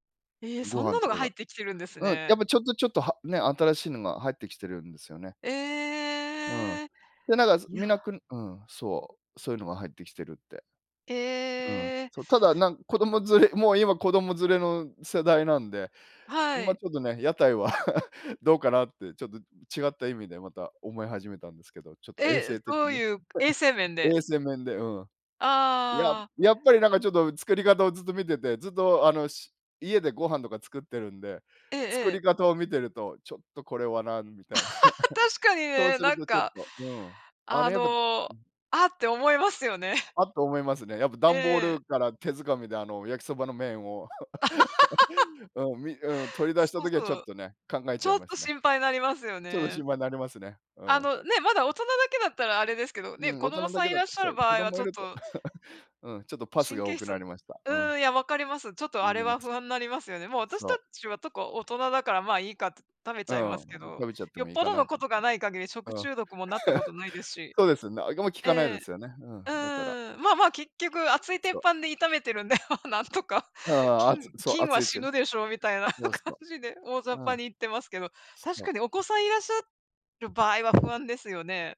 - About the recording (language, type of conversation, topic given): Japanese, unstructured, 祭りに行った思い出はありますか？
- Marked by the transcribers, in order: chuckle; chuckle; laugh; chuckle; chuckle; laugh; chuckle; chuckle; unintelligible speech; laughing while speaking: "炒めてるんで、なんとか"; laughing while speaking: "みたいな感じで"; other background noise